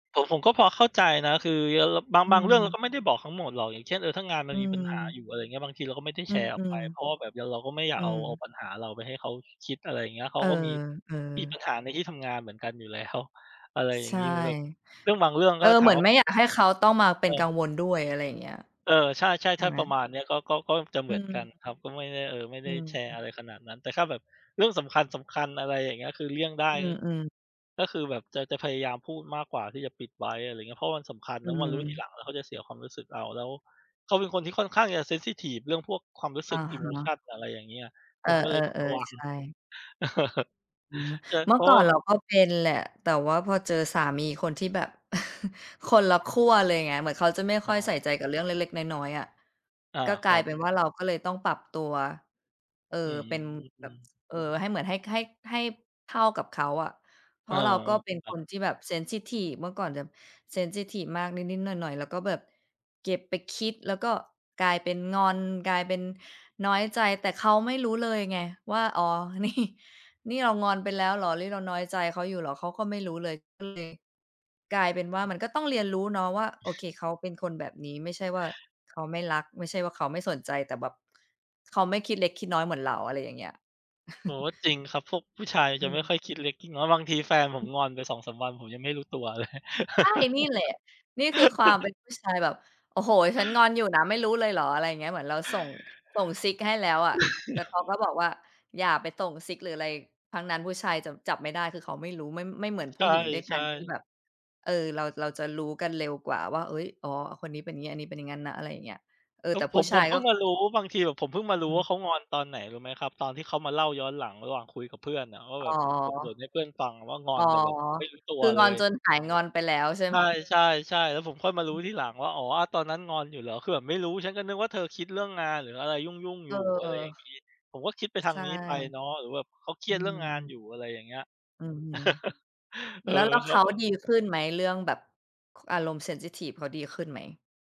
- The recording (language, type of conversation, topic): Thai, unstructured, คุณคิดว่าอะไรทำให้ความรักยืนยาว?
- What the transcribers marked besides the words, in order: other background noise; tapping; in English: "เซนซิทิฟ"; in English: "อีโมชัน"; chuckle; chuckle; in English: "เซนซิทิฟ"; in English: "เซนซิทิฟ"; laughing while speaking: "นี่"; "นี่" said as "ลี่"; other noise; chuckle; laugh; chuckle; unintelligible speech; chuckle; in English: "เซนซิทิฟ"